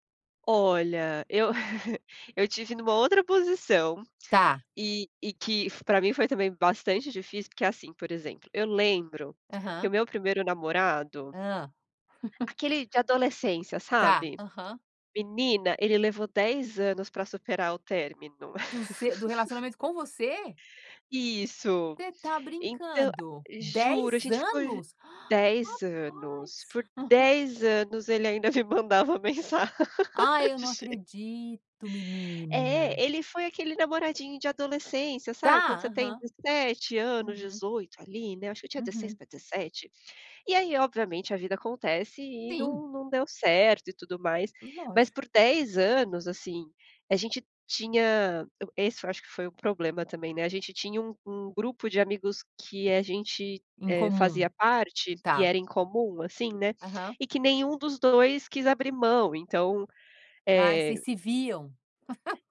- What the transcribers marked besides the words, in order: laugh; laugh; laugh; surprised: "dez anos"; gasp; laugh; laughing while speaking: "ainda me mandava mensagem"; laugh
- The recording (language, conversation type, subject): Portuguese, unstructured, É justo cobrar alguém para “parar de sofrer” logo?